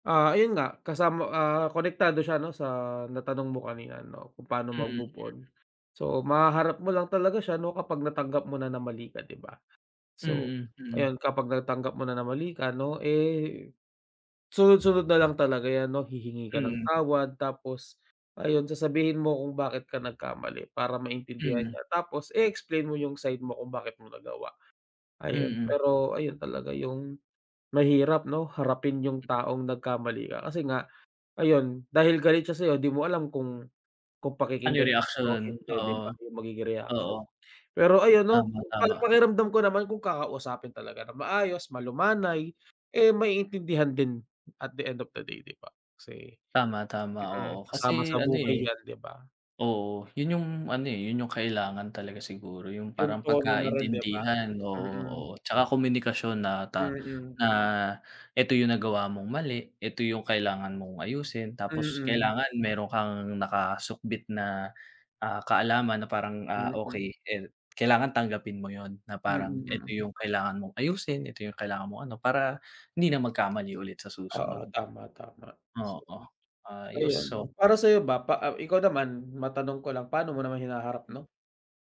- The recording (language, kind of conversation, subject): Filipino, unstructured, Paano mo hinaharap ang mga pagkakamali mo?
- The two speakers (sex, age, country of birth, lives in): male, 25-29, Philippines, Philippines; male, 30-34, Philippines, Philippines
- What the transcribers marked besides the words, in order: none